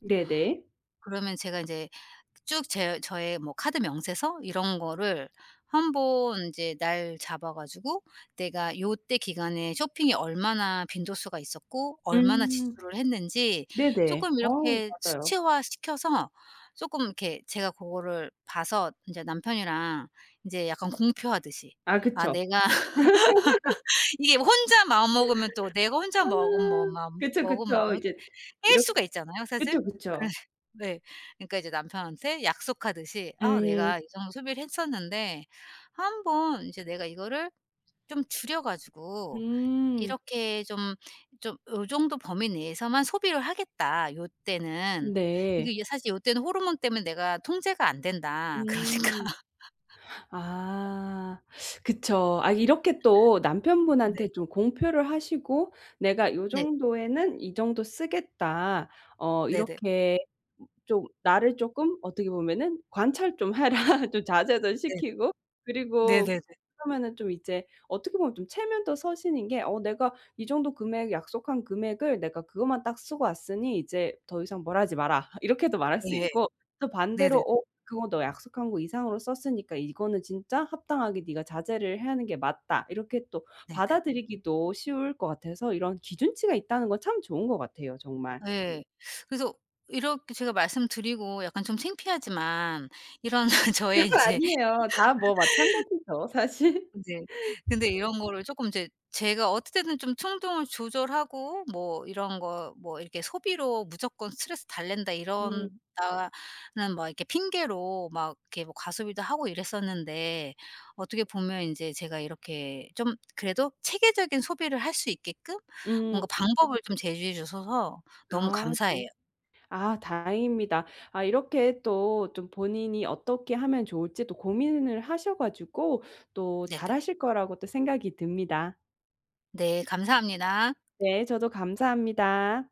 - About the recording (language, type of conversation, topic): Korean, advice, 스트레스를 풀기 위해 감정적으로 소비하는 습관이 있으신가요?
- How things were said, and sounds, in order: tapping; laugh; laughing while speaking: "그래"; laughing while speaking: "그러니까"; laugh; other background noise; laughing while speaking: "해라"; laugh; laughing while speaking: "아니에요"; laughing while speaking: "이런 저의 이제"; laugh; laughing while speaking: "사실"